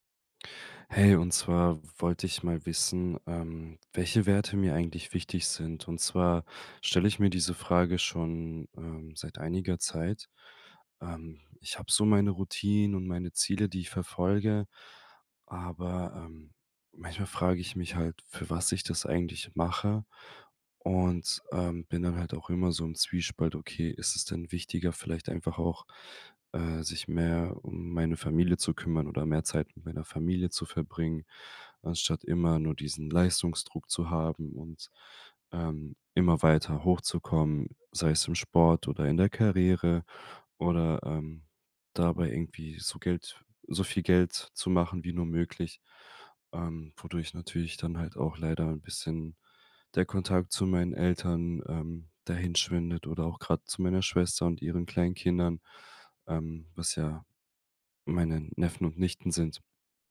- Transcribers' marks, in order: none
- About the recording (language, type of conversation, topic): German, advice, Wie finde ich heraus, welche Werte mir wirklich wichtig sind?